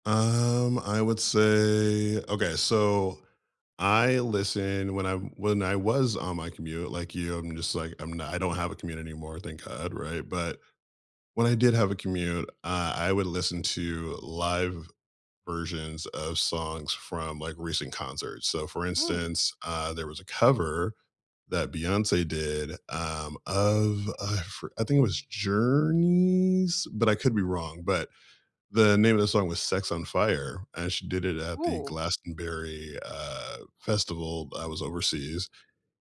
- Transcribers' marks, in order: drawn out: "Journey's"
- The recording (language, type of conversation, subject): English, unstructured, Which songs instantly take you back to vivid moments in your life, and what memories do they bring up?